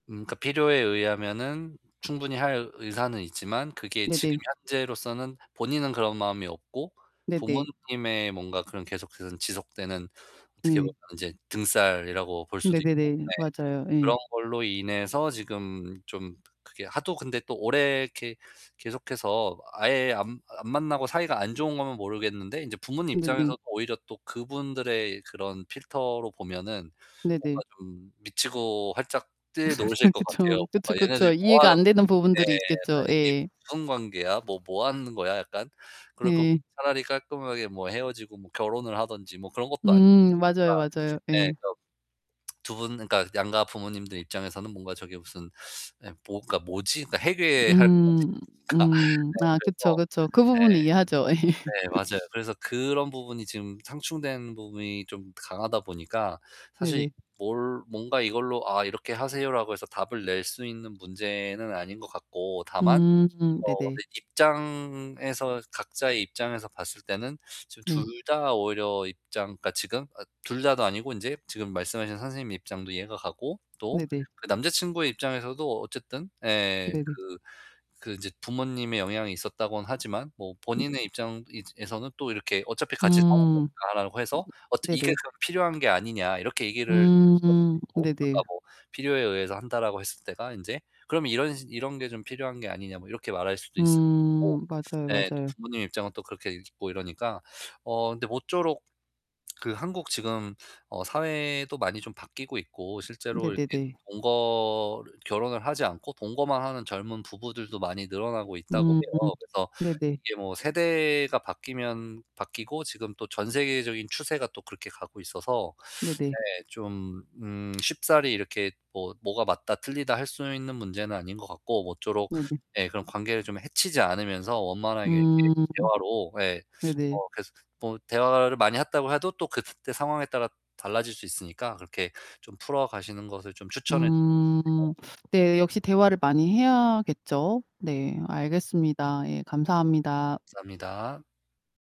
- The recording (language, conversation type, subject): Korean, advice, 결혼과 출산에 대한 압력 때문에 미래가 불안하신가요?
- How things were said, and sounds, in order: distorted speech; other background noise; tapping; laugh; unintelligible speech; laughing while speaking: "그러니까"; laughing while speaking: "예"